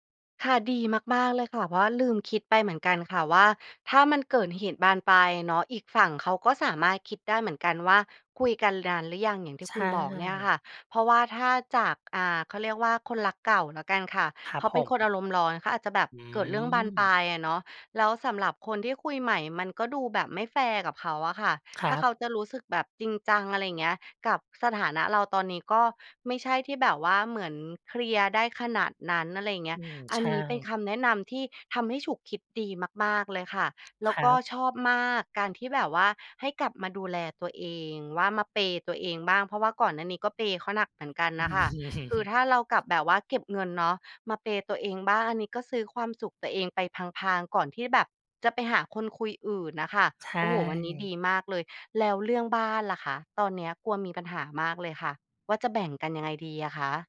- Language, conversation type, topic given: Thai, advice, จะรับมืออย่างไรเมื่อคู่ชีวิตขอพักความสัมพันธ์และคุณไม่รู้จะทำอย่างไร
- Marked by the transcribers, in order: tapping; in English: "เพย์"; in English: "เพย์"; laugh; in English: "เพย์"